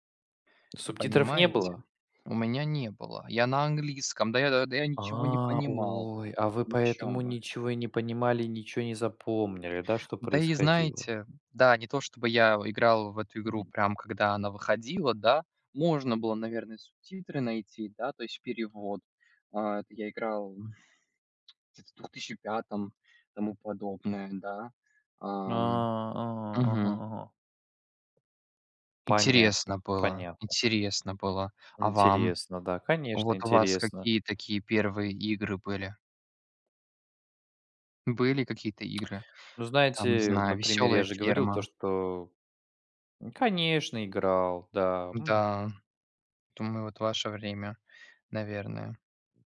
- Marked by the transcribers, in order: tapping; sigh; tsk; other background noise; lip smack
- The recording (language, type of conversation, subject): Russian, unstructured, Что для вас важнее в игре: глубокая проработка персонажей или увлекательный игровой процесс?